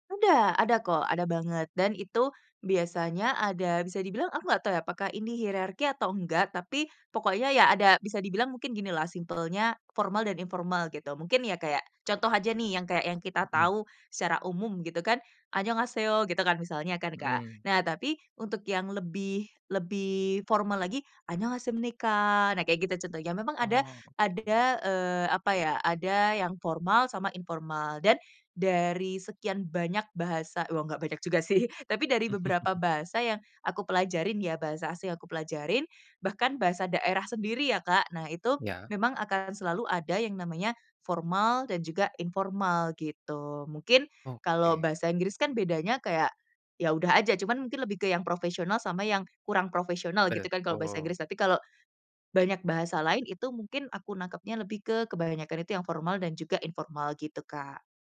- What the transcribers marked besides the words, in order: in Korean: "annyeonghaseyo"; in Korean: "annyonghashimnika"; laughing while speaking: "sih"; chuckle
- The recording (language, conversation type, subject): Indonesian, podcast, Apa yang membuat proses belajar terasa menyenangkan bagi kamu?